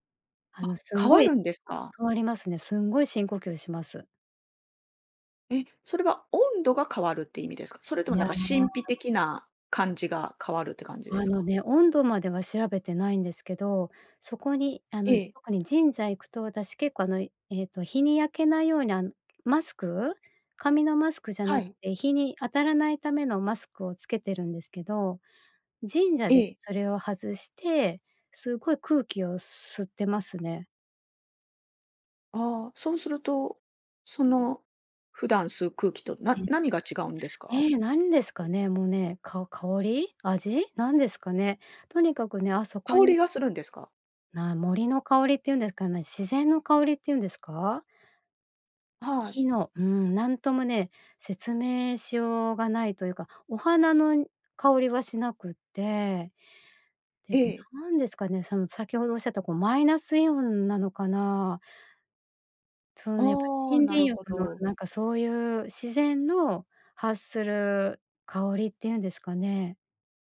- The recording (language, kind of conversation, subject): Japanese, podcast, 散歩中に見つけてうれしいものは、どんなものが多いですか？
- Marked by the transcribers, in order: none